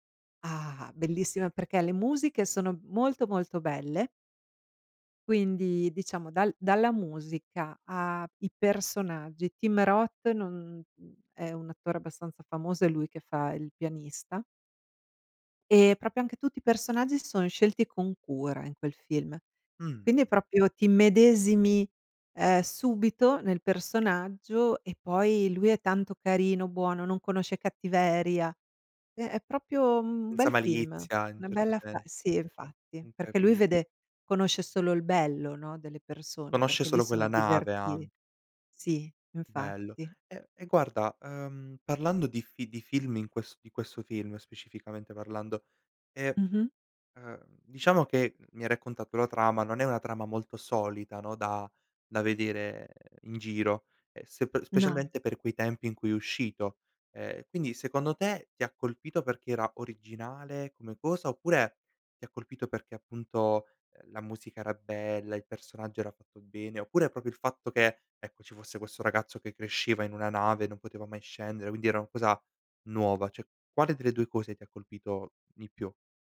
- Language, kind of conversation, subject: Italian, podcast, Quale film ti fa tornare subito indietro nel tempo?
- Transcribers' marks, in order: "cioè" said as "ceh"